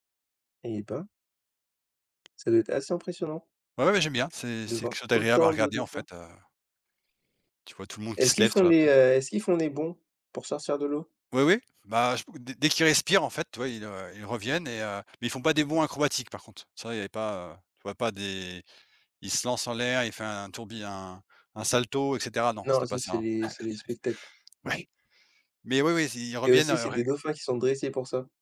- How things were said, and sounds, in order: tapping; chuckle
- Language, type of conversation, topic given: French, unstructured, Avez-vous déjà vu un animal faire quelque chose d’incroyable ?